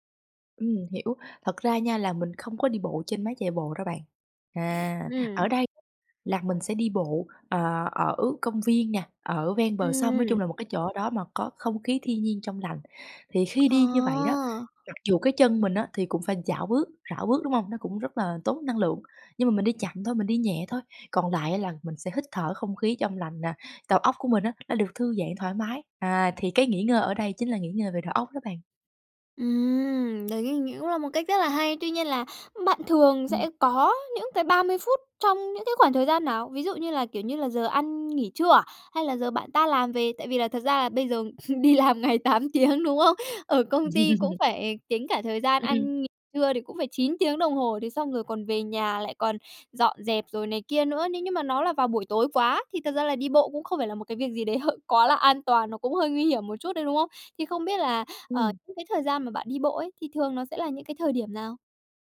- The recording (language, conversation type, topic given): Vietnamese, podcast, Nếu chỉ có 30 phút rảnh, bạn sẽ làm gì?
- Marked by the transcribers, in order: sniff; other background noise; tapping; chuckle; laughing while speaking: "đi làm ngày tám tiếng, đúng không?"; laugh